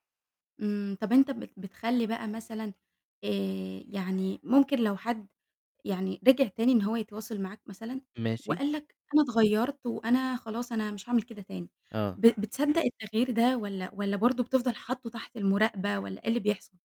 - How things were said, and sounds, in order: none
- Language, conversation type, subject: Arabic, podcast, إيه اللي ممكن يخلّي المصالحة تكمّل وتبقى دايمة مش تهدئة مؤقتة؟